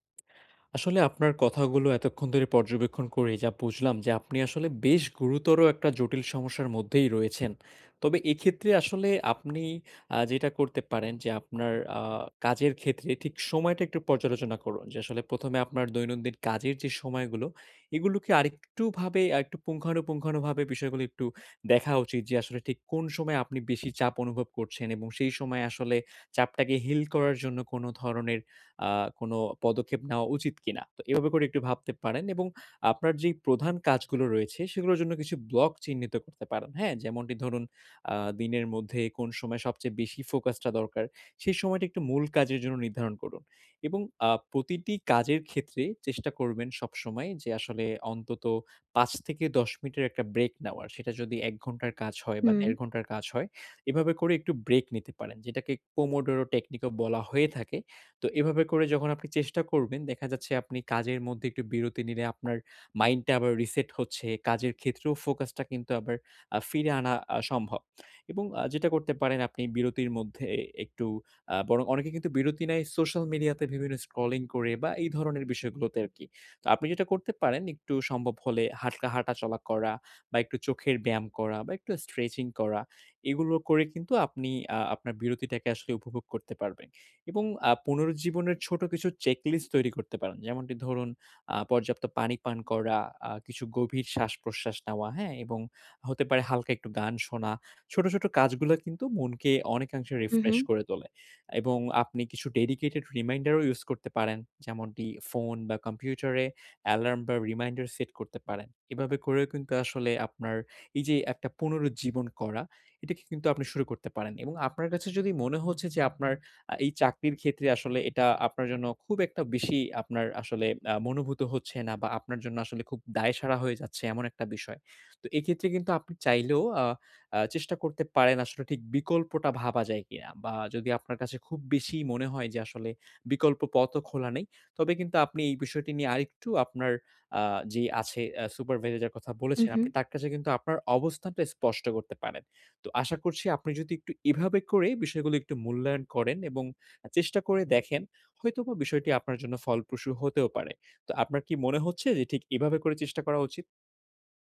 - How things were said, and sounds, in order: other background noise
- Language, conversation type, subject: Bengali, advice, কাজের মাঝখানে বিরতি ও পুনরুজ্জীবনের সময় কীভাবে ঠিক করব?